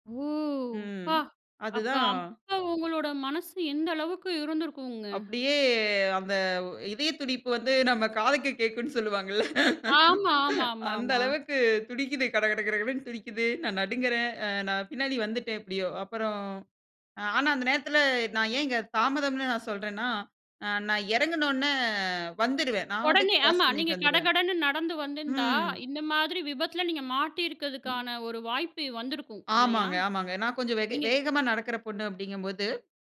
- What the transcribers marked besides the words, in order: laugh; other noise
- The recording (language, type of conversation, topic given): Tamil, podcast, சில நேரங்களில் தாமதம் உயிர்காக்க உதவிய அனுபவம் உங்களுக்குண்டா?